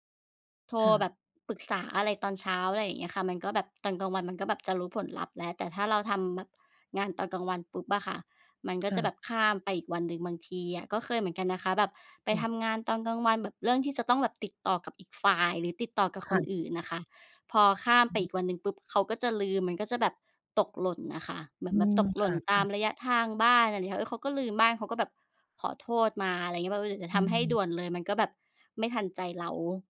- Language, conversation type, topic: Thai, unstructured, ระหว่างการนอนดึกกับการตื่นเช้า คุณคิดว่าแบบไหนเหมาะกับคุณมากกว่ากัน?
- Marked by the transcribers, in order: unintelligible speech